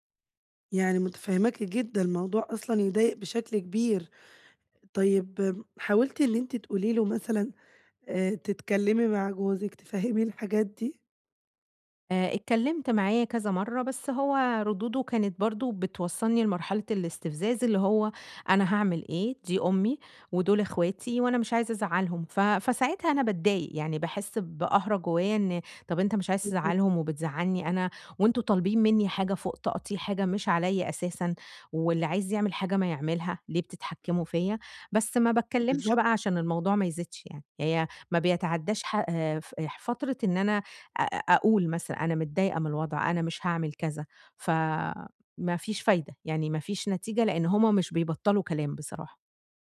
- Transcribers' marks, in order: unintelligible speech; tapping
- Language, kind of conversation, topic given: Arabic, advice, إزاي أتعامل مع الزعل اللي جوايا وأحط حدود واضحة مع العيلة؟